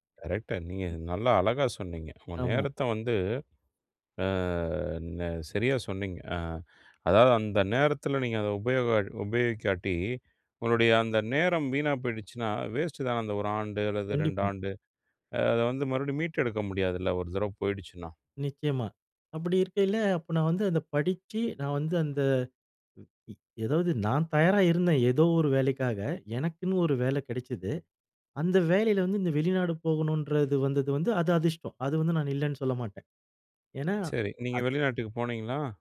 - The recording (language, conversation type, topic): Tamil, podcast, நேரமும் அதிர்ஷ்டமும்—உங்கள் வாழ்க்கையில் எது அதிகம் பாதிப்பதாக நீங்கள் நினைக்கிறீர்கள்?
- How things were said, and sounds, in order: other noise; drawn out: "ஆ"; tapping; other background noise; bird; anticipating: "நீங்க வெளிநாட்டுக்கு போனீங்களா?"